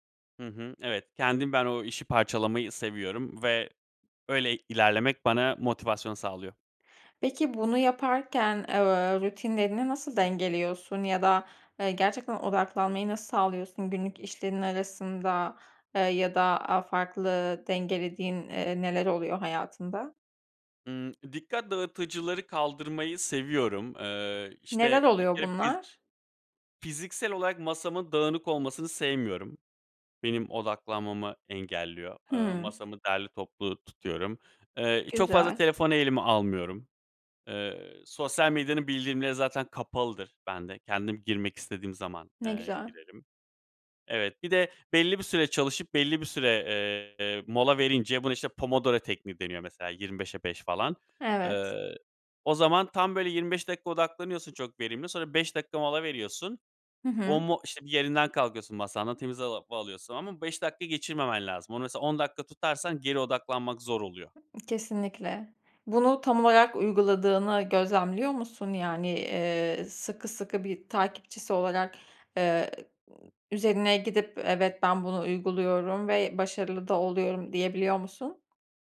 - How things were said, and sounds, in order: tapping; other background noise
- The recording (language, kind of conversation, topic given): Turkish, podcast, Gelen bilgi akışı çok yoğunken odaklanmanı nasıl koruyorsun?